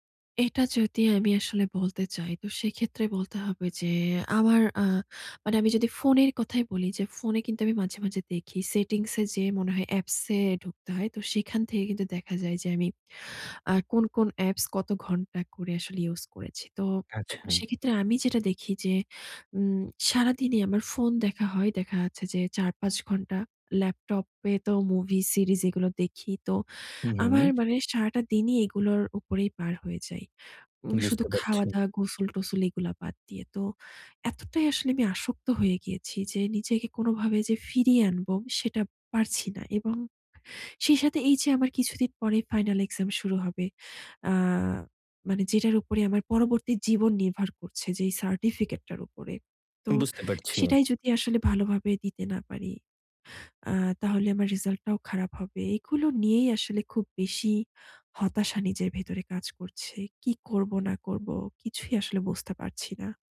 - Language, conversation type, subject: Bengali, advice, সোশ্যাল মিডিয়ার ব্যবহার সীমিত করে আমি কীভাবে মনোযোগ ফিরিয়ে আনতে পারি?
- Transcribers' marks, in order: tapping; in English: "settings"; in English: "series"